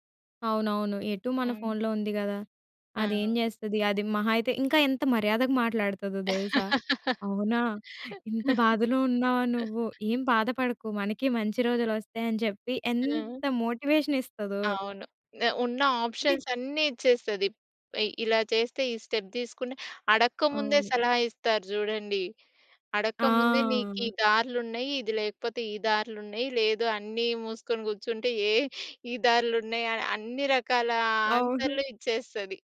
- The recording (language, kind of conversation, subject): Telugu, podcast, సోషల్ మీడియా భవిష్యత్తు మన సామాజిక సంబంధాలను ఎలా ప్రభావితం చేస్తుంది?
- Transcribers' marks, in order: laugh; in English: "స్టెప్"; chuckle